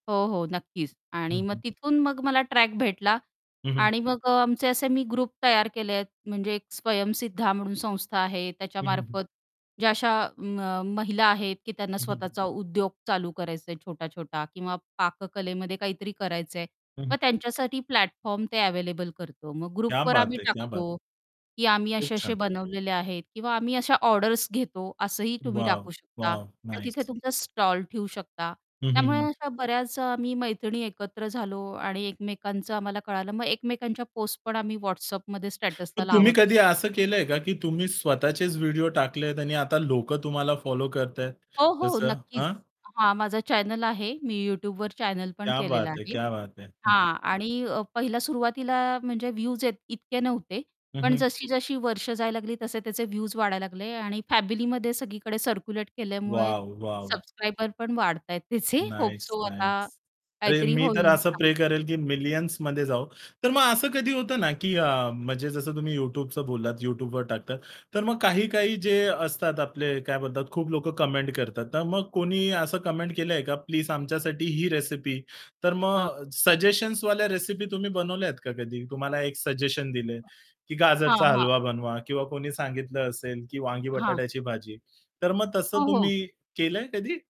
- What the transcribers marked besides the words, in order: tapping; in English: "ग्रुप"; static; in English: "प्लॅटफॉर्म"; in English: "ग्रुपवर"; in Hindi: "क्या बात है! क्या बात है"; in English: "स्टेटसला"; in English: "चॅनल"; in English: "चॅनल"; in Hindi: "क्या बात है! क्या बात है"; chuckle; in English: "सर्क्युलेट"; in English: "होप सो"; in English: "मिलियन्स"; in English: "कमेंट"; in English: "कमेंट"; other background noise
- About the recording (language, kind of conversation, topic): Marathi, podcast, तंत्रज्ञानाच्या मदतीने जुने छंद अधिक चांगल्या पद्धतीने कसे विकसित करता येतील?